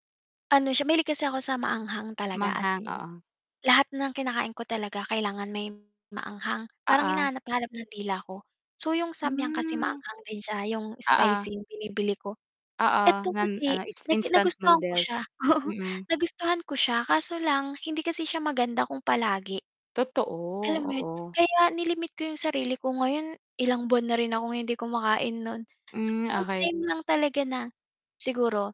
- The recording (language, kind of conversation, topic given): Filipino, podcast, Ano ang paborito mong pampaginhawang pagkain, at bakit?
- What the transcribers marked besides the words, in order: static; laughing while speaking: "oo"; tapping; distorted speech